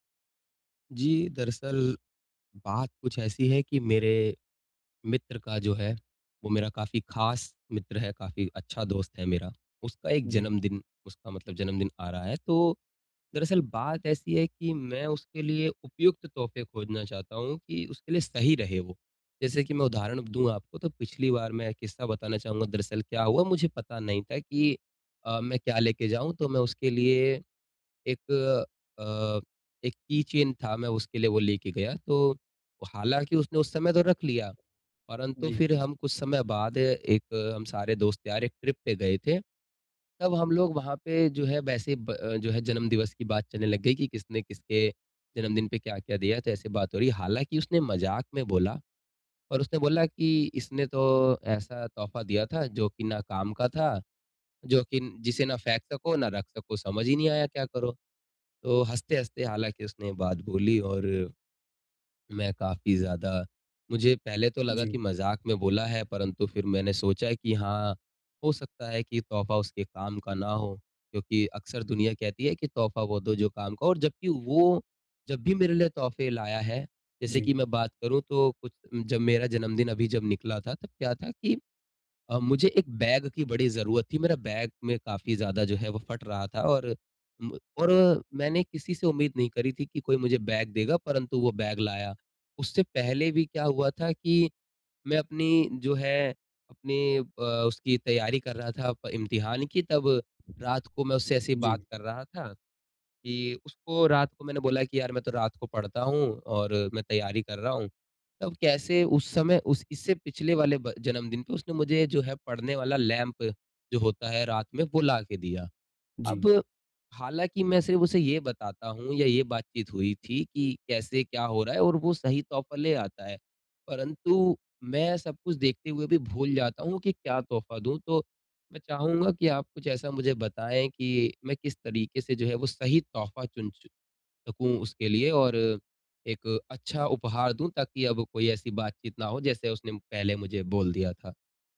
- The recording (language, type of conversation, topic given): Hindi, advice, किसी के लिए सही तोहफा कैसे चुनना चाहिए?
- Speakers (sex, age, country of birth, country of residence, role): male, 20-24, India, India, user; male, 45-49, India, India, advisor
- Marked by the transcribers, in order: in English: "ट्रिप"